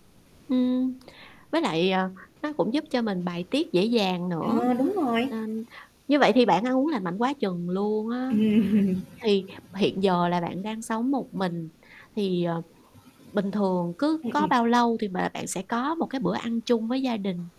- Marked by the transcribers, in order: static; laughing while speaking: "Ừm"; tapping
- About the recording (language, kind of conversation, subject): Vietnamese, podcast, Bạn có mẹo nào để ăn uống lành mạnh mà vẫn dễ áp dụng hằng ngày không?